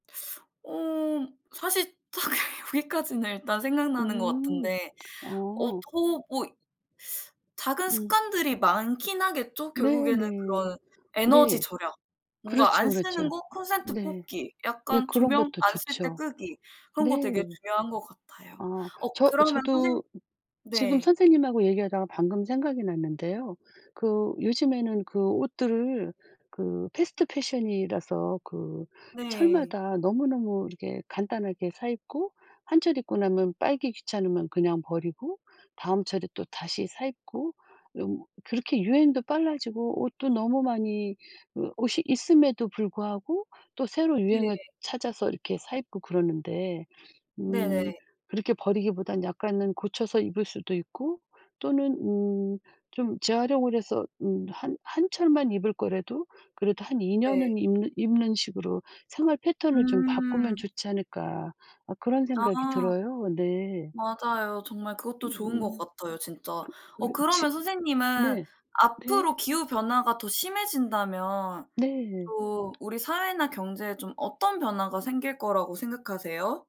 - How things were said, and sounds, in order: laughing while speaking: "딱히 여기까지는"; tapping; other background noise; in English: "패스트"
- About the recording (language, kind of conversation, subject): Korean, unstructured, 기후 변화가 우리 일상생활에 어떤 영향을 미칠까요?